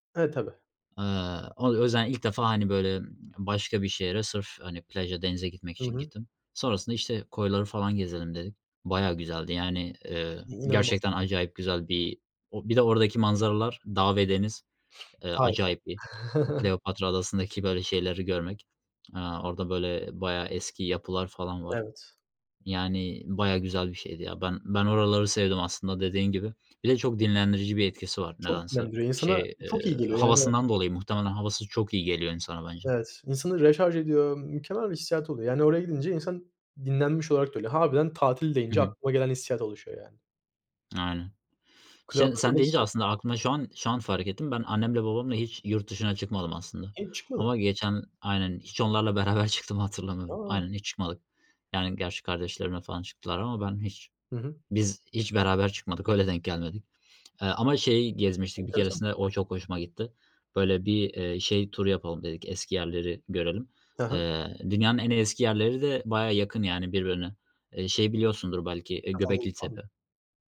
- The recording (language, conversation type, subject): Turkish, unstructured, En unutulmaz aile tatiliniz hangisiydi?
- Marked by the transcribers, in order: other background noise; tapping; chuckle; in English: "recharge"; laughing while speaking: "beraber"; unintelligible speech